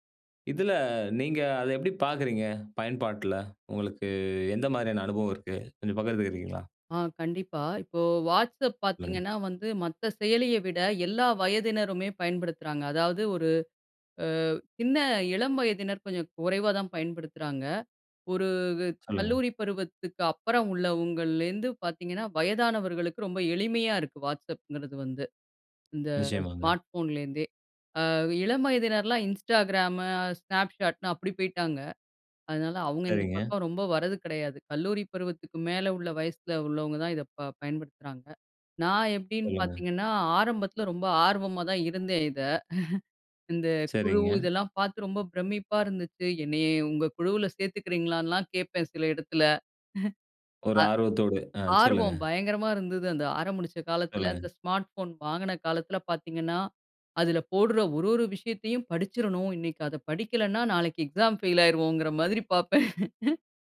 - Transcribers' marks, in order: snort; laugh; laugh
- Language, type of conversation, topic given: Tamil, podcast, வாட்ஸ்அப் குழுக்களை எப்படி கையாள்கிறீர்கள்?